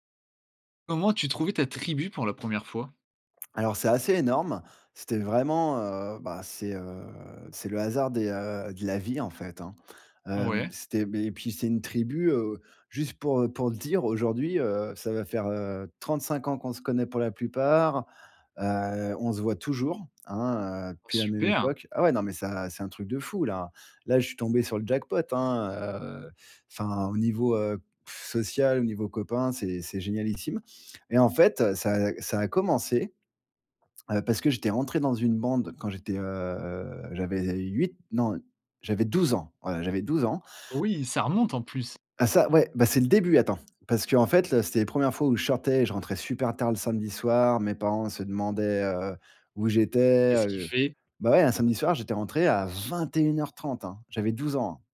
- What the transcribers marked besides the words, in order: other background noise; blowing; tapping; drawn out: "heu"; stressed: "vingt-et-une heures trente"
- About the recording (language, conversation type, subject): French, podcast, Comment as-tu trouvé ta tribu pour la première fois ?